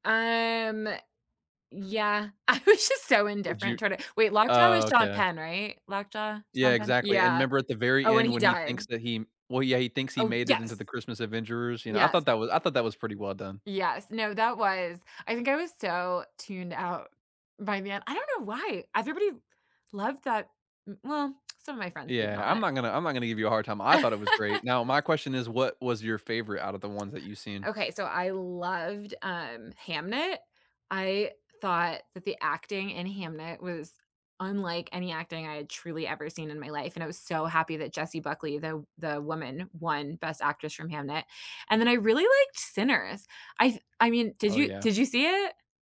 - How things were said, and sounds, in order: drawn out: "Um"; laughing while speaking: "I was just so indifferent toward it"; door; stressed: "yes!"; tsk; laugh; tapping; stressed: "loved"
- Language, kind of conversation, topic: English, unstructured, Which movie, TV show, or book plot twist amazed you without feeling cheap, and why did it work?
- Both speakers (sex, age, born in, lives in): female, 35-39, United States, United States; male, 60-64, United States, United States